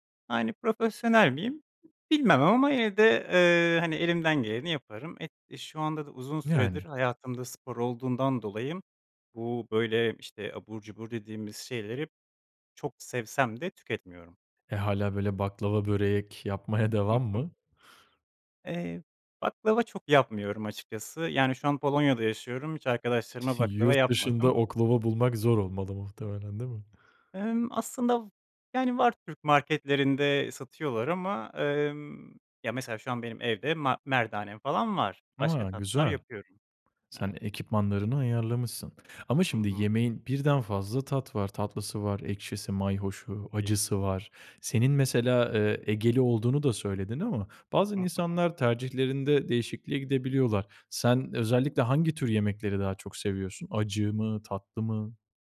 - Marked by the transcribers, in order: other background noise; giggle; unintelligible speech
- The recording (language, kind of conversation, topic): Turkish, podcast, Mutfakta en çok hangi yemekleri yapmayı seviyorsun?